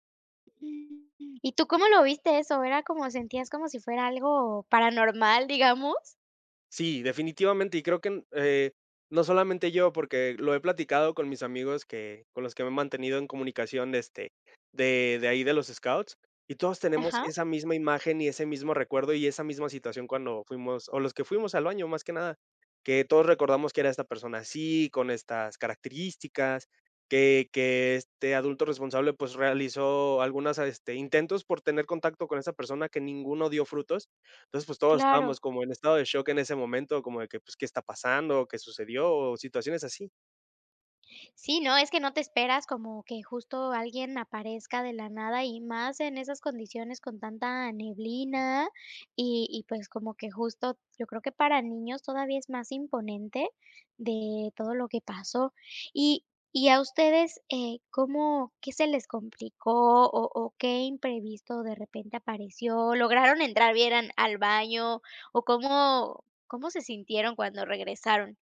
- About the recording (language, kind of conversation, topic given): Spanish, podcast, ¿Cuál es una aventura al aire libre que nunca olvidaste?
- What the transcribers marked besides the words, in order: other background noise